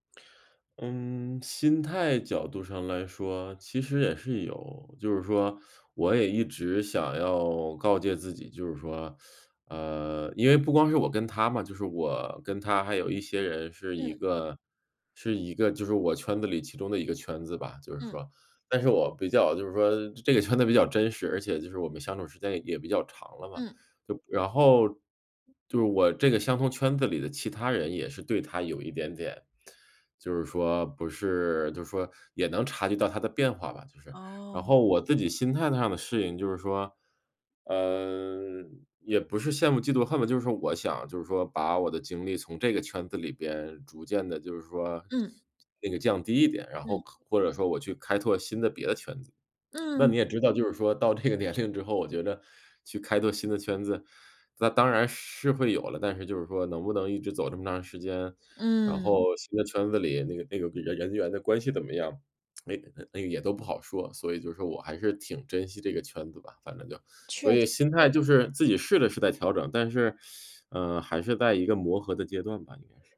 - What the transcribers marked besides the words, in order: teeth sucking; laughing while speaking: "到这个年"; tsk; other background noise; teeth sucking
- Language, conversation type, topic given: Chinese, advice, 在和朋友的关系里总是我单方面付出，我该怎么办？